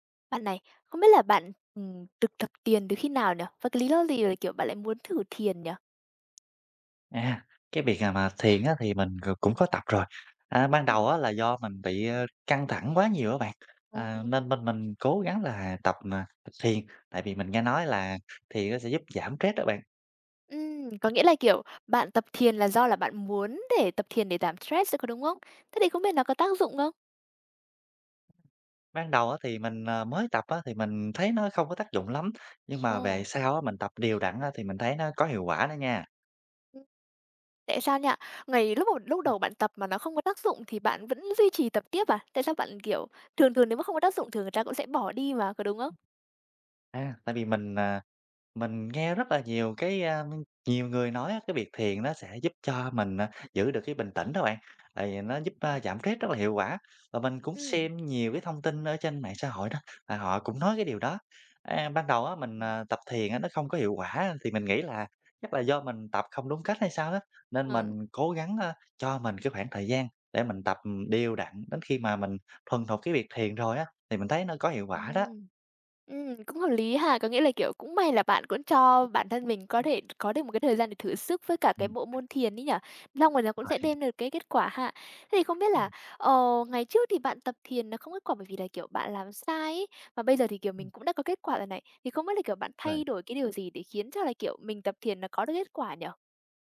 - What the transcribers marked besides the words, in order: tapping; "thực" said as "tực"; other background noise; other noise
- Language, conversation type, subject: Vietnamese, podcast, Thiền giúp bạn quản lý căng thẳng như thế nào?